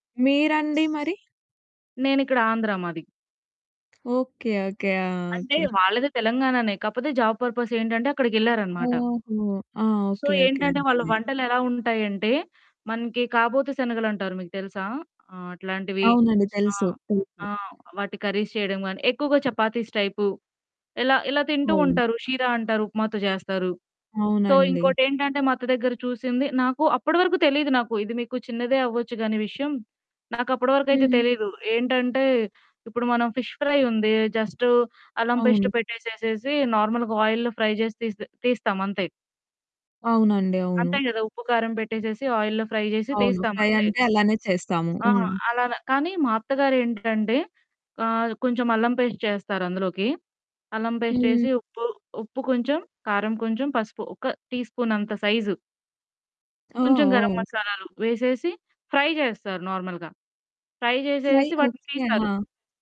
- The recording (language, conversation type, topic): Telugu, podcast, ఆ వంటకానికి మా కుటుంబానికి మాత్రమే తెలిసిన ప్రత్యేక రహస్యమేదైనా ఉందా?
- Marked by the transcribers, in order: tapping; other background noise; in English: "జాబ్"; static; in English: "సో"; distorted speech; in English: "కర్రీస్"; in Hindi: "షీరా"; in English: "సో"; in English: "ఫిష్ ఫ్రై"; in English: "జస్ట్"; in English: "పేస్ట్"; in English: "నార్మల్‌గా ఆయిల్‌లో ఫ్రై"; in English: "ఆయిల్‌లో ఫ్రై"; in English: "ఫ్రై"; in English: "పేస్ట్"; in English: "పేస్ట్"; in English: "టీ స్పూన్"; in English: "ఫ్రై"; in English: "నార్మల్‌గా. ఫ్రై"; in English: "ఫ్రై"